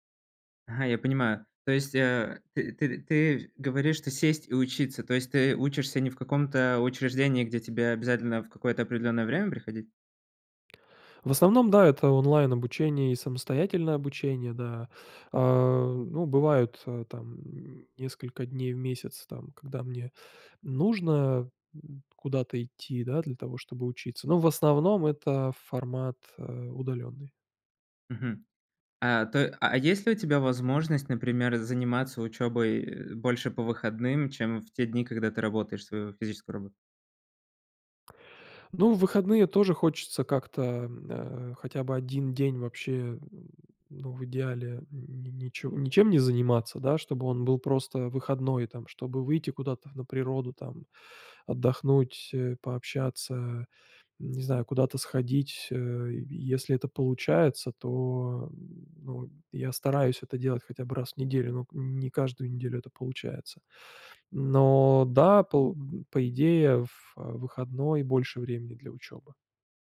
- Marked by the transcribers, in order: none
- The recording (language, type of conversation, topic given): Russian, advice, Как быстро снизить умственную усталость и восстановить внимание?